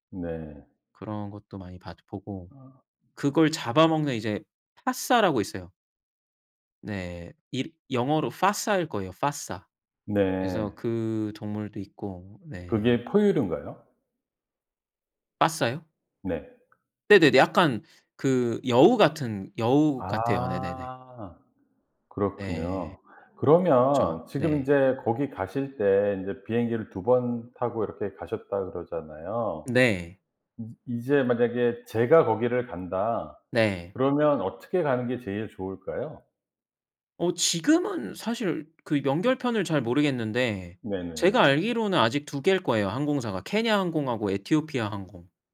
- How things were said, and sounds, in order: other background noise; put-on voice: "빠사일"; put-on voice: "빠사"
- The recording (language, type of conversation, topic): Korean, podcast, 가장 기억에 남는 여행 경험을 이야기해 주실 수 있나요?